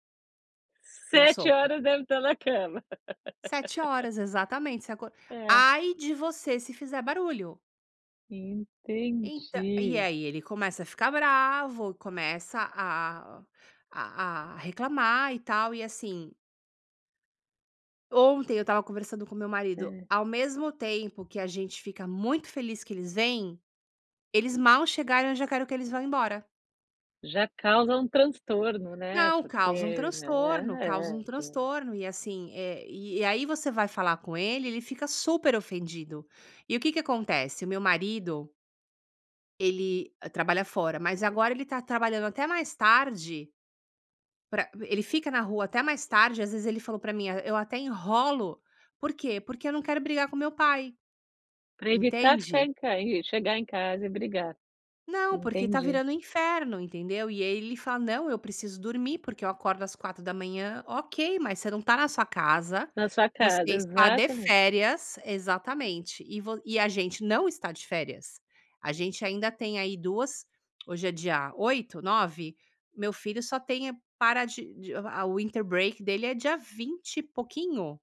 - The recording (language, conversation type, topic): Portuguese, advice, Como lidar com a tensão com meus sogros por causa de limites pessoais?
- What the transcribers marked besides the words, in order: laugh; drawn out: "Entendi"; tapping; in English: "winter break"